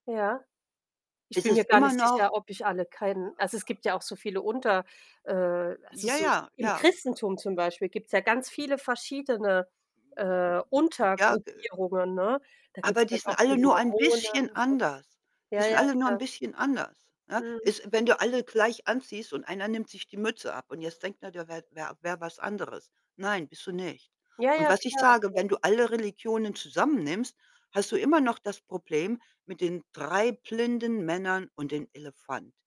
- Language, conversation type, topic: German, unstructured, Was fasziniert dich an anderen Religionen?
- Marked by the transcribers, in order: distorted speech; other background noise